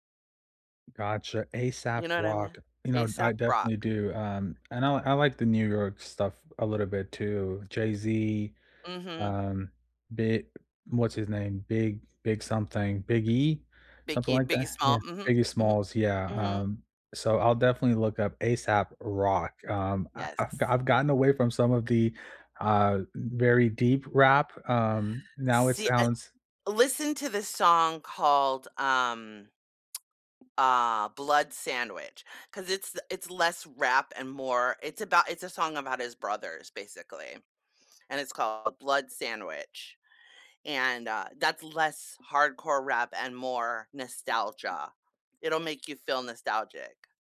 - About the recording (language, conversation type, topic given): English, unstructured, Which songs feel like vivid movie scenes in your life’s soundtrack, and what memories do they bring back?
- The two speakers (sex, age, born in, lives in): female, 50-54, United States, United States; male, 30-34, United States, United States
- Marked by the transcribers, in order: "Aesop Rock" said as "a-sap walk"; "Aesop Rock" said as "A$AP Rock"; tsk